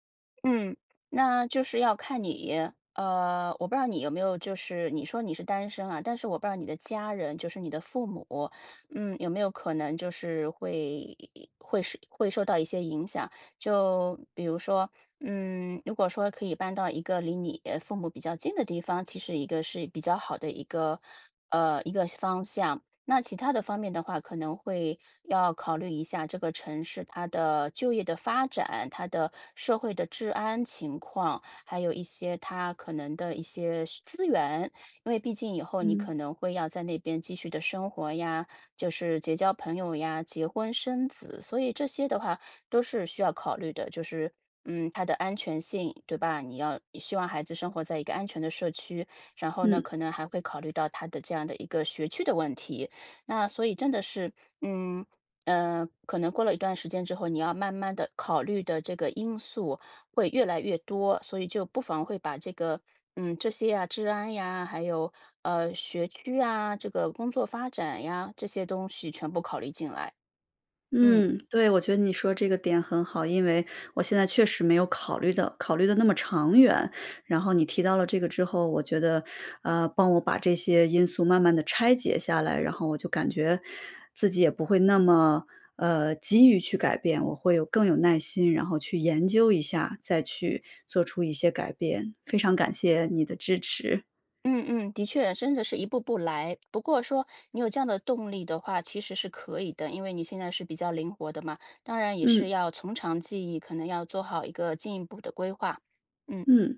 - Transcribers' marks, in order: none
- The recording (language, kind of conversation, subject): Chinese, advice, 你正在考虑搬到另一个城市开始新生活吗？